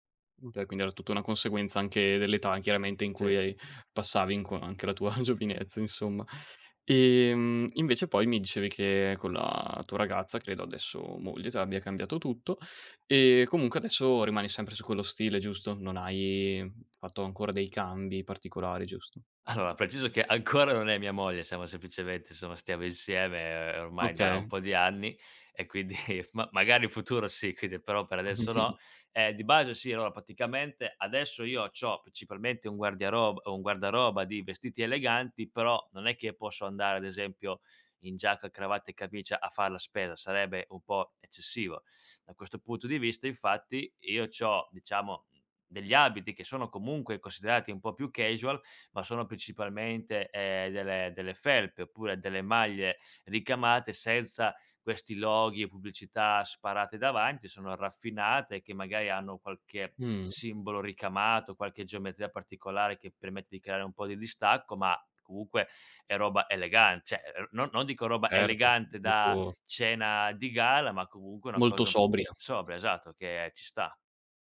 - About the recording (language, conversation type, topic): Italian, podcast, Come è cambiato il tuo stile nel tempo?
- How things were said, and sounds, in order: tapping; chuckle; laughing while speaking: "Allora"; laughing while speaking: "ancora"; "semplicemente" said as "sempicemente"; "insomma" said as "insoma"; chuckle; "allora" said as "arora"; "praticamente" said as "paticamente"; "principalmente" said as "piccipalmente"; "principalmente" said as "piccipalmente"; "cioè" said as "ceh"; other background noise